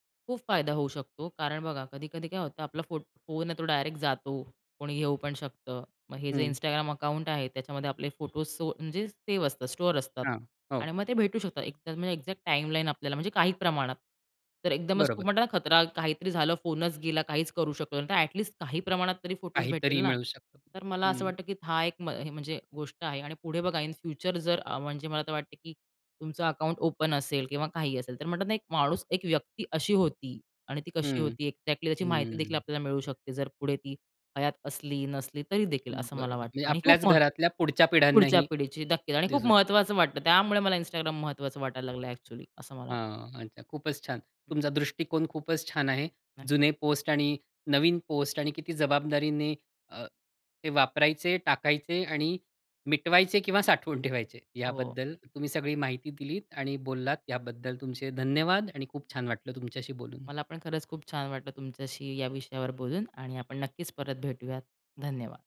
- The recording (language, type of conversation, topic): Marathi, podcast, जुने लेखन तुम्ही मिटवता की साठवून ठेवता, आणि त्यामागचं कारण काय आहे?
- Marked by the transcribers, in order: tapping; other background noise; unintelligible speech; in English: "अ‍ॅक्झॅक्ट टाईमलाईन"; in English: "इन फ्युचर"; in English: "ओपन"; in English: "अ‍ॅक्झॅक्टली"; other noise; laughing while speaking: "ठेवायचे"